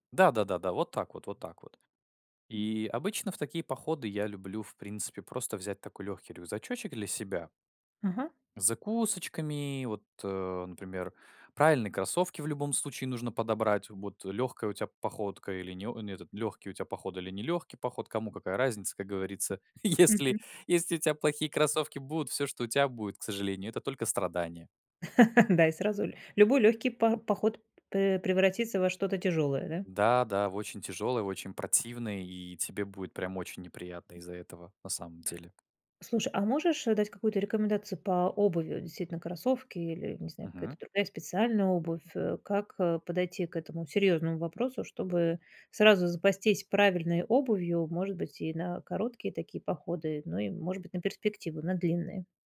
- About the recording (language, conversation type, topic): Russian, podcast, Как подготовиться к однодневному походу, чтобы всё прошло гладко?
- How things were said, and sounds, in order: laughing while speaking: "Если если у тя"; laugh; tapping; other background noise